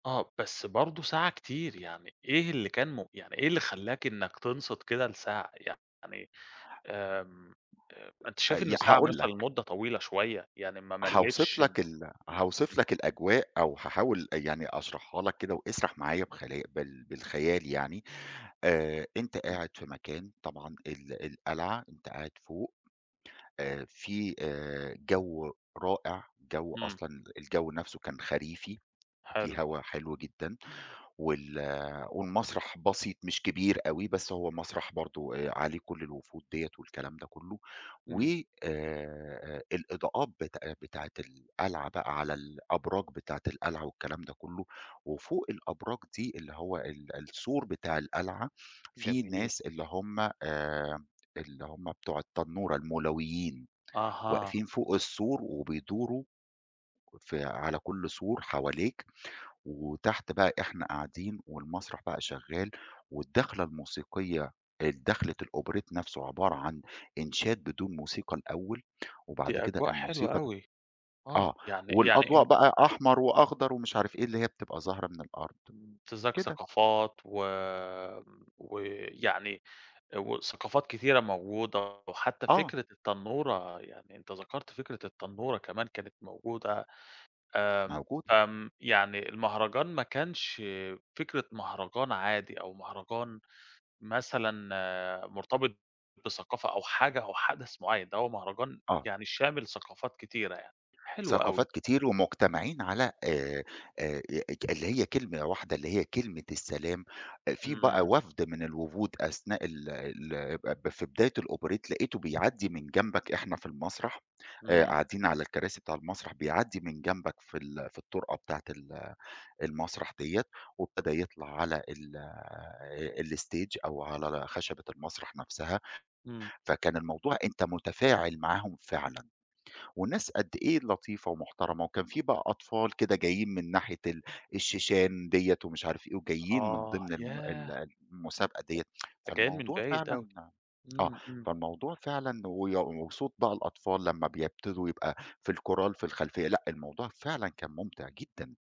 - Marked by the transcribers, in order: tapping; in English: "الأوبريت"; in English: "الأوبريت"; in English: "الstage"; tsk; in English: "الكُورال"
- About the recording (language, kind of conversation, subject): Arabic, podcast, احكيلي عن مهرجان حضرته وتأثّرت بيه؟